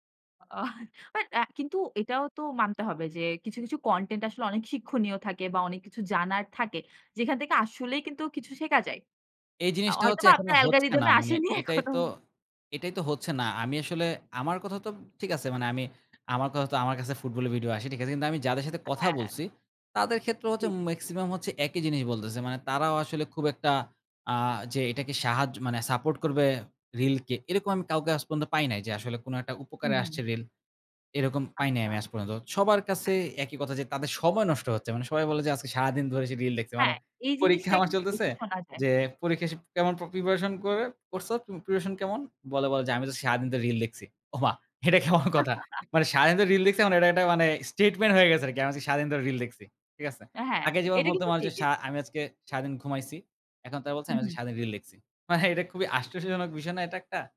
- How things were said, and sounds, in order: laughing while speaking: "অ্যালগরিদমে আসেনি এখনো"; laughing while speaking: "ওমা! এটা কেমন কথা?"; laugh; in English: "statement"; other background noise
- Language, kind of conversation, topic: Bengali, podcast, সামাজিক মাধ্যমের রিলসে ছোট কনটেন্ট কেন এত প্রভাবশালী?